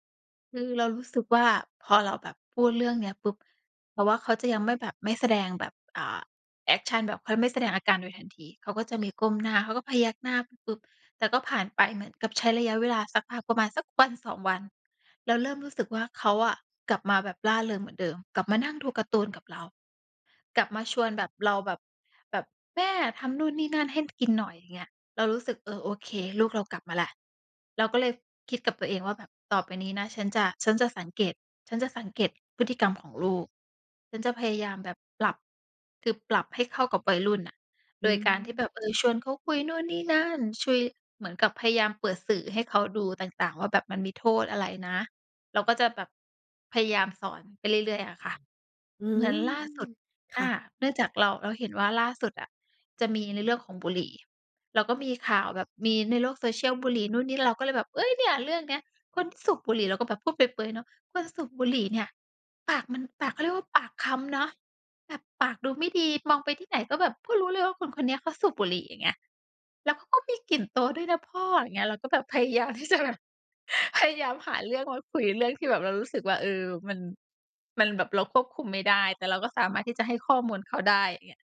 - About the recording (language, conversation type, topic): Thai, podcast, เล่าเรื่องวิธีสื่อสารกับลูกเวลามีปัญหาได้ไหม?
- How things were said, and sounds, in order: tapping; "คุย" said as "ชุย"; laughing while speaking: "พยายามที่จะแบบ"